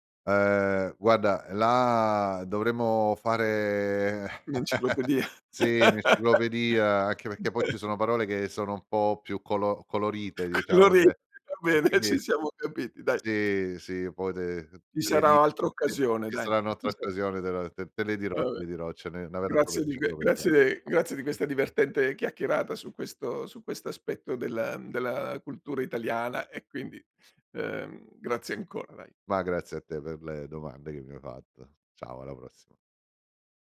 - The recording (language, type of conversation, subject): Italian, podcast, Che ruolo ha il dialetto nella tua identità?
- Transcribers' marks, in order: "guarda" said as "guadda"; chuckle; "un'" said as "n'"; "enciclopedia" said as "ecciclopedia"; laugh; tapping; laughing while speaking: "Coloriti! Va bene, ci siamo capiti"; "un'" said as "n'"; "altra" said as "ottra"; other background noise; unintelligible speech